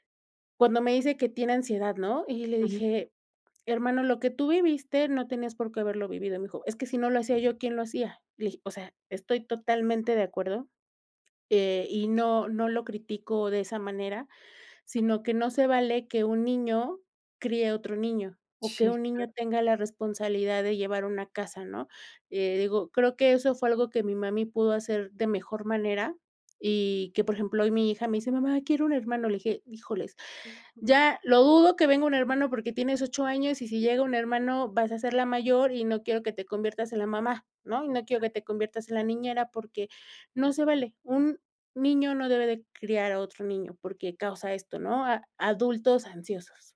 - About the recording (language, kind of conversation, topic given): Spanish, podcast, ¿Cómo era la dinámica familiar en tu infancia?
- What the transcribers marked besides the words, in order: none